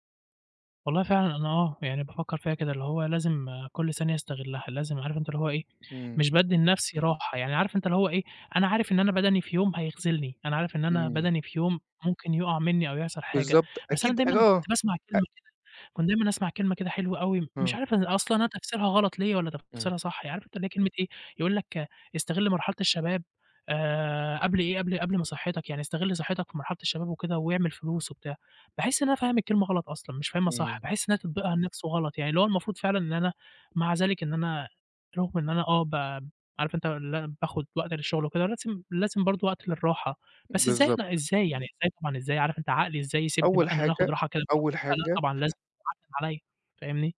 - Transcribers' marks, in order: unintelligible speech; unintelligible speech
- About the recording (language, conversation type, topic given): Arabic, advice, إزاي بتتعامل مع الإحساس بالذنب لما تاخد إجازة عشان ترتاح؟